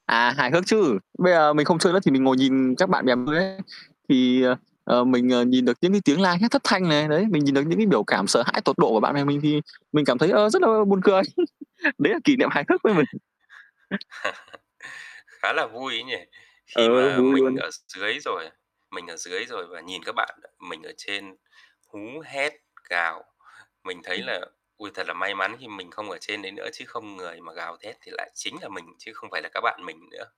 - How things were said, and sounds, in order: unintelligible speech; distorted speech; other background noise; laugh; other noise; tapping
- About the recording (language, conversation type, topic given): Vietnamese, unstructured, Bạn có kỷ niệm vui nào khi đi chơi cùng bạn bè không?
- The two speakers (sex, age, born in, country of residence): male, 25-29, Vietnam, Vietnam; male, 30-34, Vietnam, Vietnam